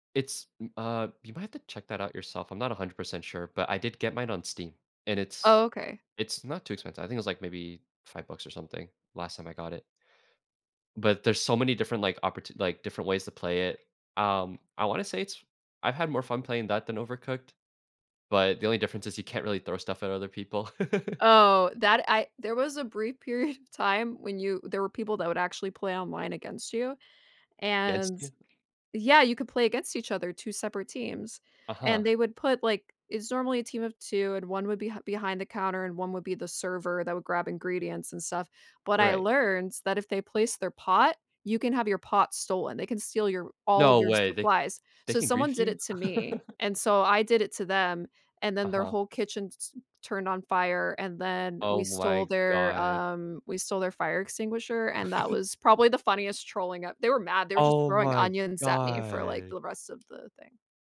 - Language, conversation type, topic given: English, unstructured, How can playing games together help people learn to resolve conflicts better?
- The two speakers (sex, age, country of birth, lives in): female, 35-39, United States, United States; male, 20-24, United States, United States
- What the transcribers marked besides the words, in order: laugh; laughing while speaking: "period"; other background noise; laugh; laugh; drawn out: "god!"